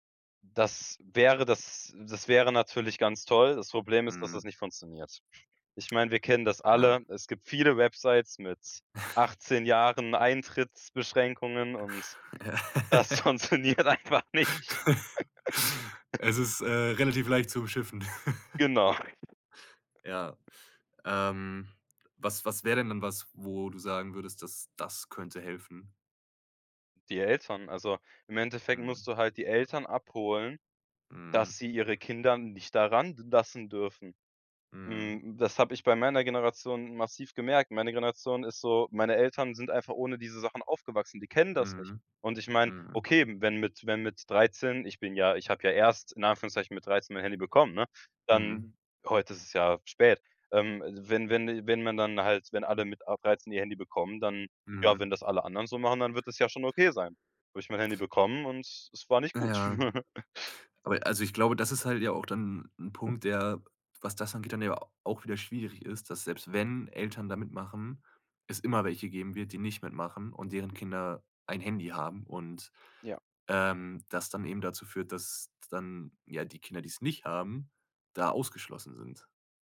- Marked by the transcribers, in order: chuckle; laughing while speaking: "Ja"; laugh; chuckle; laughing while speaking: "einfach nicht"; laugh; chuckle; other background noise; stressed: "ran"; chuckle; stressed: "wenn"; stressed: "nicht"
- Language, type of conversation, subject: German, podcast, Wie prägen Algorithmen unseren Medienkonsum?